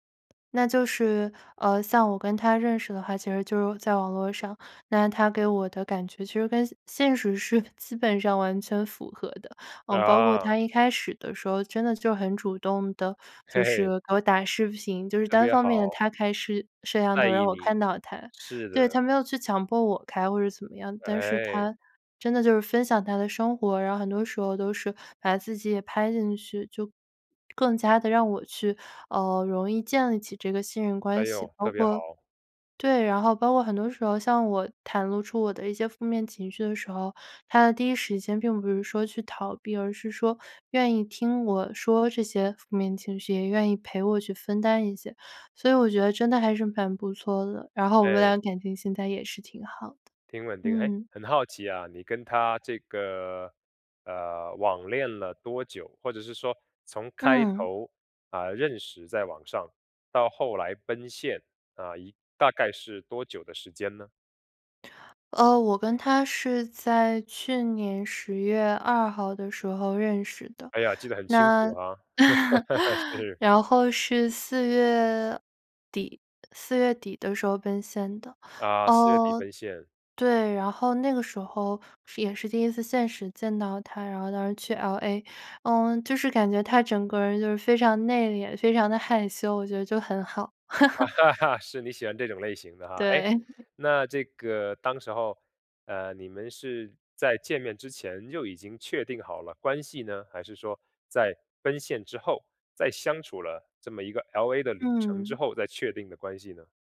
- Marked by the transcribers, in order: other background noise; laugh; laugh; laughing while speaking: "是"; laughing while speaking: "非常的害羞，我觉得就很好"; laugh; chuckle
- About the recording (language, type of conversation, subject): Chinese, podcast, 线上陌生人是如何逐步建立信任的？